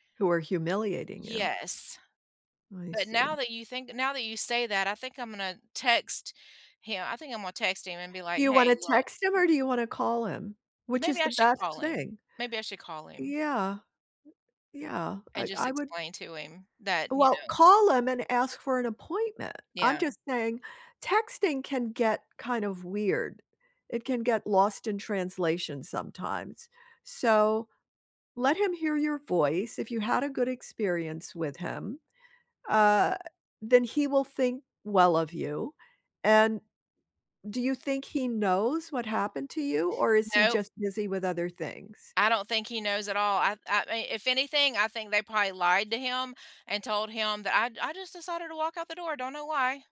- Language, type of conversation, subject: English, unstructured, What’s your take on toxic work environments?
- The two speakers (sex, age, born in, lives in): female, 50-54, United States, United States; female, 75-79, United States, United States
- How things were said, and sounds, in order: tapping; background speech; other background noise